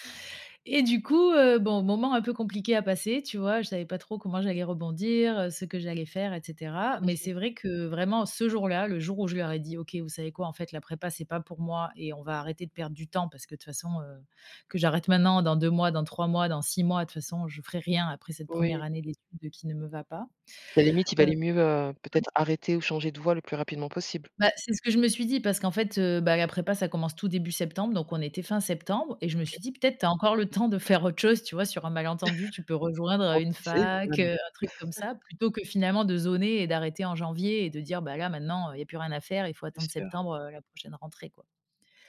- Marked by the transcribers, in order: tapping; unintelligible speech; laughing while speaking: "temps de"; chuckle; chuckle
- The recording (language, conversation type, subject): French, podcast, Quand as-tu pris une décision que tu regrettes, et qu’en as-tu tiré ?